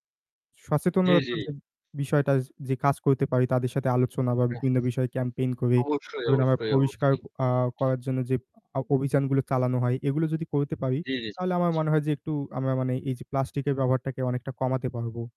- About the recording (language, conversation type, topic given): Bengali, unstructured, প্লাস্টিক দূষণ আমাদের পরিবেশে কী প্রভাব ফেলে?
- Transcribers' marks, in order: static; other background noise; "করি" said as "কয়ি"; "ধরুন" said as "ধউন"